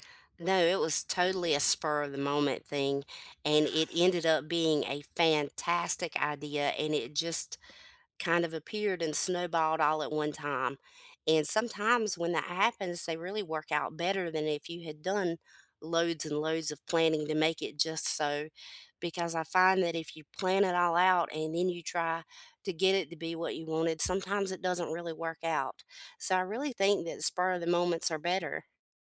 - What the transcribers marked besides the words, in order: other background noise
- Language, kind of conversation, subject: English, unstructured, What’s the story behind your favorite cozy corner at home, and how does it reflect who you are?
- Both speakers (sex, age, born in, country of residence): female, 55-59, United States, United States; male, 20-24, United States, United States